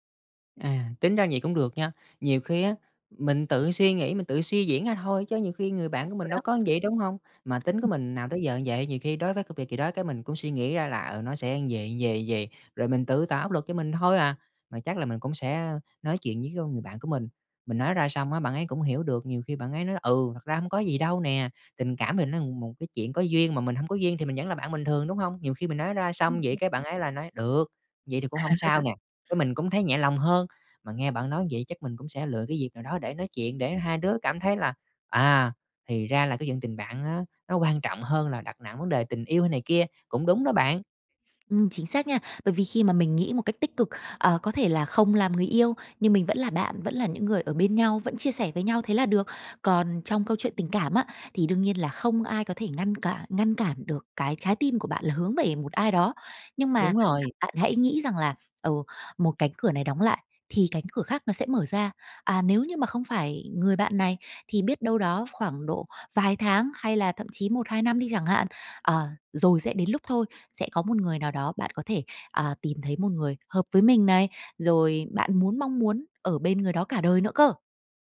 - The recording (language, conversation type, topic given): Vietnamese, advice, Bạn làm sao để lấy lại sự tự tin sau khi bị từ chối trong tình cảm hoặc công việc?
- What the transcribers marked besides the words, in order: tapping; other background noise; unintelligible speech; unintelligible speech; laugh; unintelligible speech